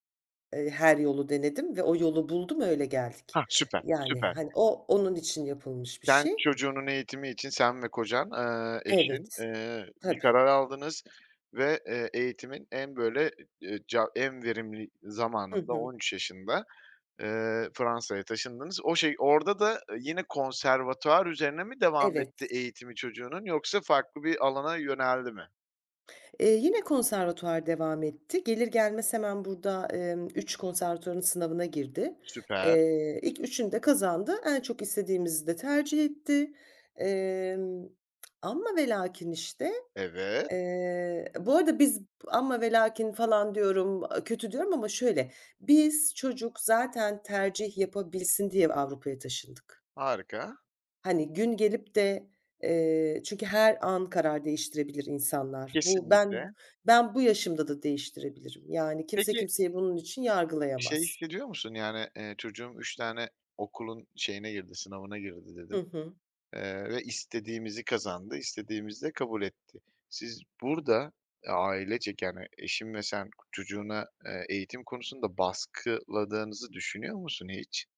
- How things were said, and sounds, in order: tapping; lip smack; other background noise
- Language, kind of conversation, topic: Turkish, podcast, İlk bakışta kötü görünen ama sonunda iyiye bağlanan bir olayı anlatır mısın?